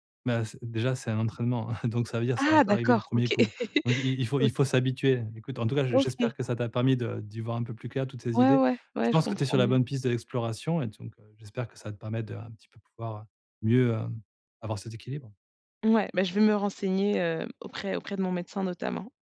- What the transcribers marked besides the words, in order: chuckle; laugh; other background noise
- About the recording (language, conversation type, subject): French, advice, Comment puis-je mieux équilibrer travail, repos et loisirs au quotidien ?